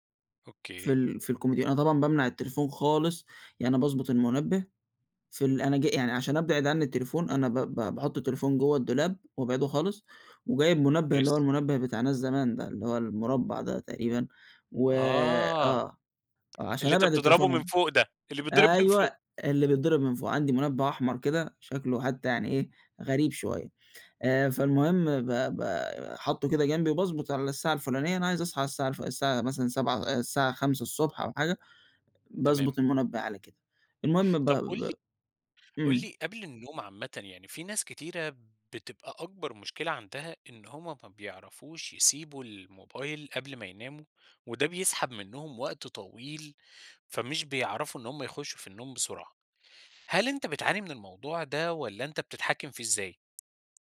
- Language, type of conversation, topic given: Arabic, podcast, بالليل، إيه طقوسك اللي بتعملها عشان تنام كويس؟
- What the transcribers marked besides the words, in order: tapping